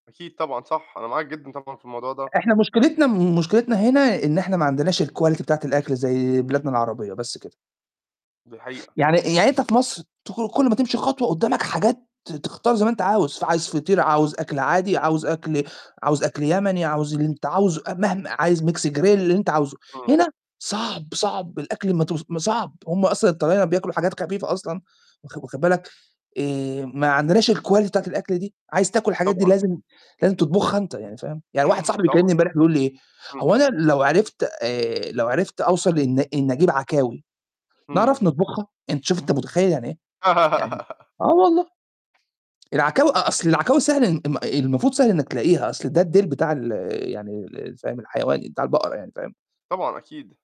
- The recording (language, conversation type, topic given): Arabic, unstructured, إيه أحلى مكان زرته وليه بتحبه؟
- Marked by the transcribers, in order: distorted speech; other background noise; in English: "الquality"; in English: "Mix grill"; in English: "الquality"; throat clearing; laugh; tapping